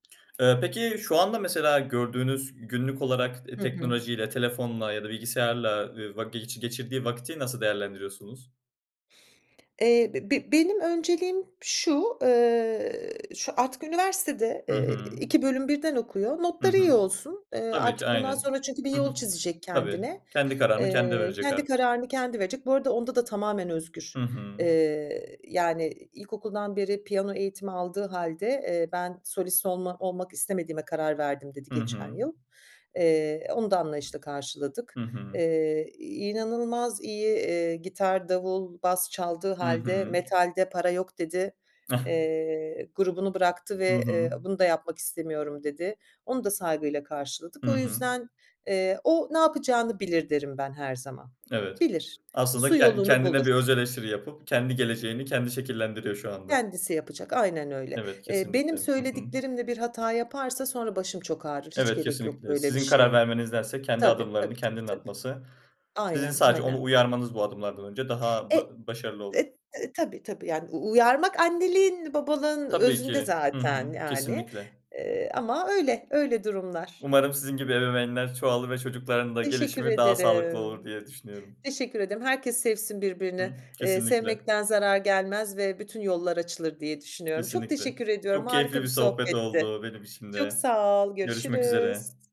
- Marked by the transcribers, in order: drawn out: "ederim"; drawn out: "sağ ol görüşürüz"
- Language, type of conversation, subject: Turkish, podcast, Çocukların teknolojiyle ilişkisini sağlıklı bir şekilde yönetmenin temel kuralları nelerdir?